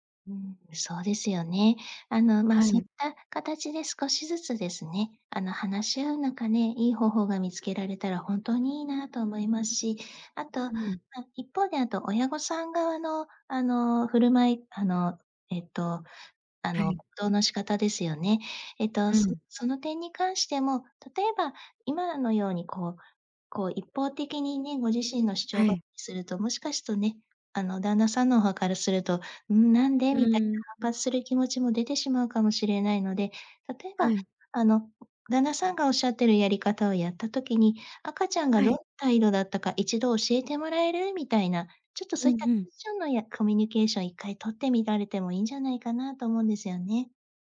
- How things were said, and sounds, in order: other noise
- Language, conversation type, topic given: Japanese, advice, 配偶者と子育ての方針が合わないとき、どのように話し合えばよいですか？